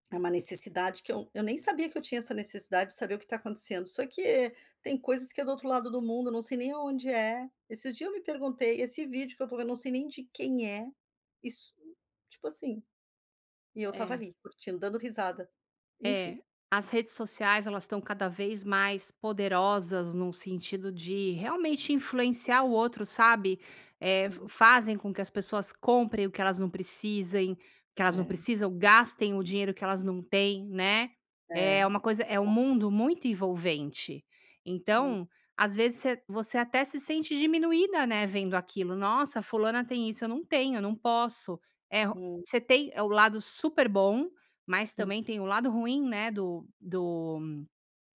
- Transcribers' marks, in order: none
- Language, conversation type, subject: Portuguese, advice, Como posso reduzir o uso do celular e criar mais tempo sem telas?